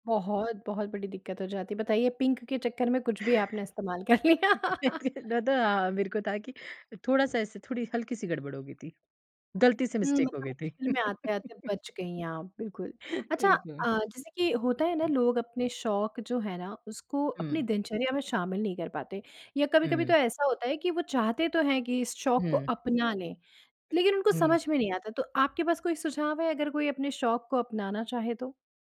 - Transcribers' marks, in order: in English: "पिंक"; other background noise; chuckle; laughing while speaking: "दादा मेरे को था कि"; laughing while speaking: "कर लिया"; laugh; in English: "मिस्टेक"; laugh
- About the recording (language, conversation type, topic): Hindi, podcast, कौन-सा शौक आपकी ज़िंदगी बदल गया, और कैसे?